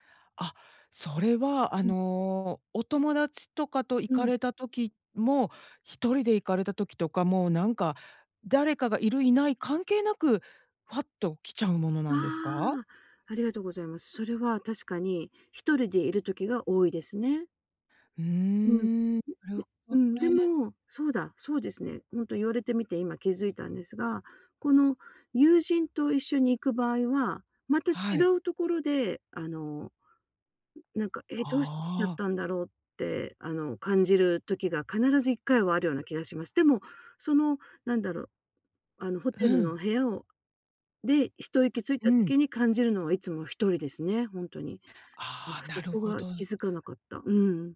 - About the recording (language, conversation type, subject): Japanese, advice, 知らない場所で不安を感じたとき、どうすれば落ち着けますか？
- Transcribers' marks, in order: unintelligible speech; tapping